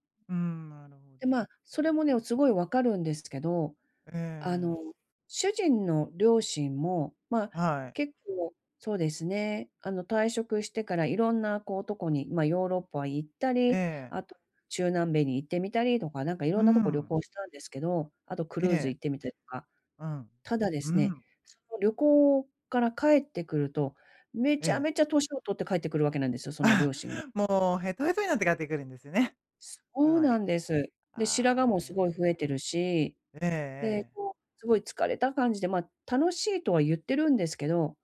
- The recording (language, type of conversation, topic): Japanese, advice, 長期計画がある中で、急な変化にどう調整すればよいですか？
- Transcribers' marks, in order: in English: "クルーズ"